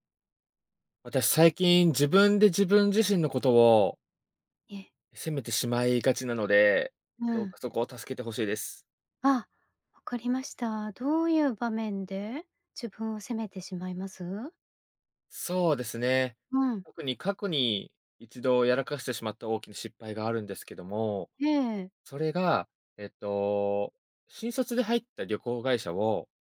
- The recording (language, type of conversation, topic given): Japanese, advice, 自分を責めてしまい前に進めないとき、どうすればよいですか？
- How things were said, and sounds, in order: none